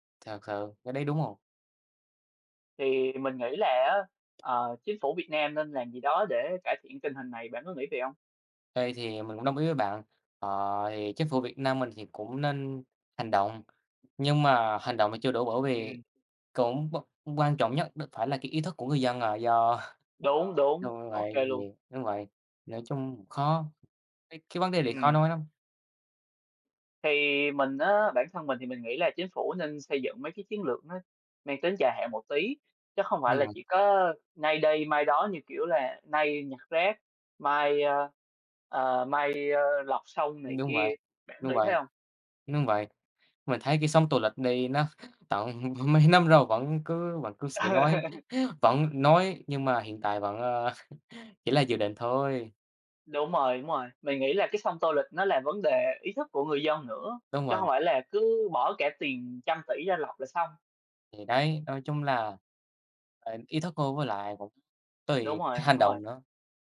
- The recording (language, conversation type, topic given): Vietnamese, unstructured, Chính phủ cần làm gì để bảo vệ môi trường hiệu quả hơn?
- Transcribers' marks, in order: tapping; other background noise; chuckle; laughing while speaking: "tận mấy năm rồi"; laugh; chuckle